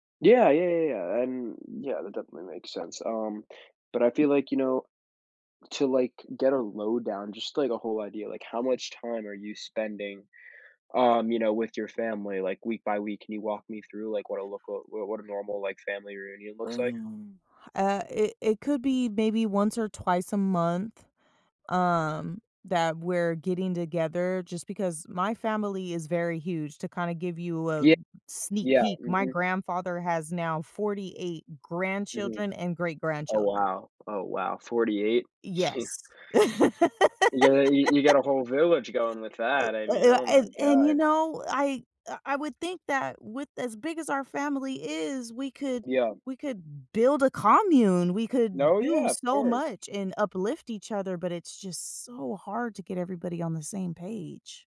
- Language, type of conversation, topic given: English, advice, How can I be more present and engaged with my family?
- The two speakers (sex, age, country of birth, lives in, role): female, 35-39, United States, United States, user; male, 20-24, United States, United States, advisor
- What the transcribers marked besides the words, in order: tapping; other background noise; chuckle; laugh